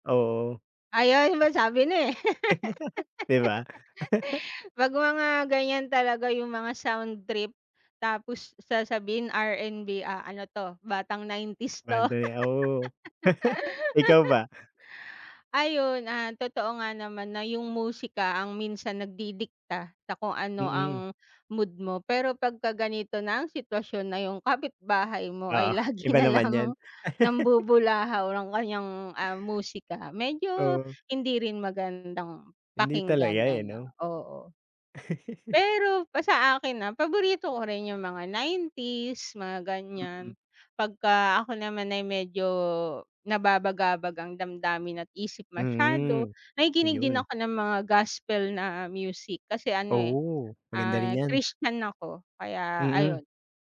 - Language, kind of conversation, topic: Filipino, unstructured, Paano ka naaapektuhan ng musika sa araw-araw?
- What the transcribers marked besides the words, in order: chuckle; laugh; chuckle; laugh; breath; chuckle; laughing while speaking: "lagi na lang"; giggle; breath; giggle